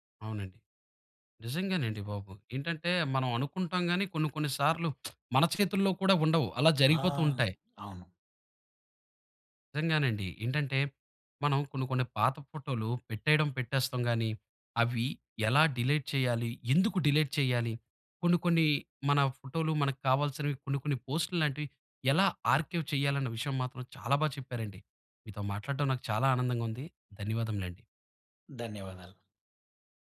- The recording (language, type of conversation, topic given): Telugu, podcast, పాత పోస్టులను తొలగించాలా లేదా దాచివేయాలా అనే విషయంలో మీ అభిప్రాయం ఏమిటి?
- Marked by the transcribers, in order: lip smack; in English: "డిలేట్"; in English: "డిలేట్"; in English: "ఆర్కైవ్"